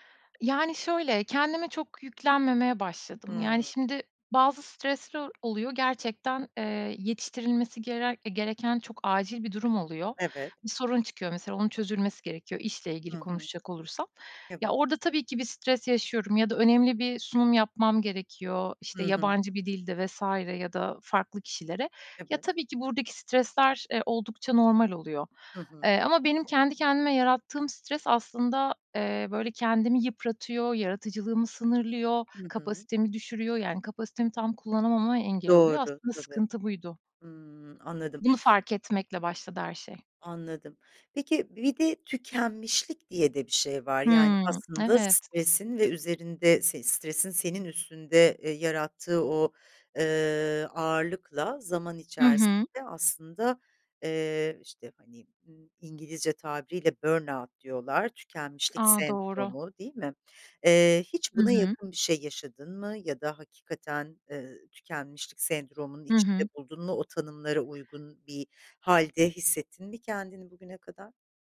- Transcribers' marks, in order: tapping; in English: "burn out"
- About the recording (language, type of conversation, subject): Turkish, podcast, Stres ve tükenmişlikle nasıl başa çıkıyorsun?